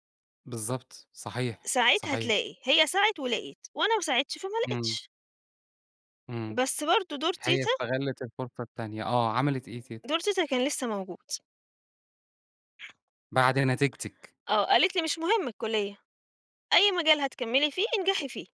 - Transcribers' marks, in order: tapping
- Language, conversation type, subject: Arabic, podcast, مين ساعدك وقت ما كنت تايه/ة، وحصل ده إزاي؟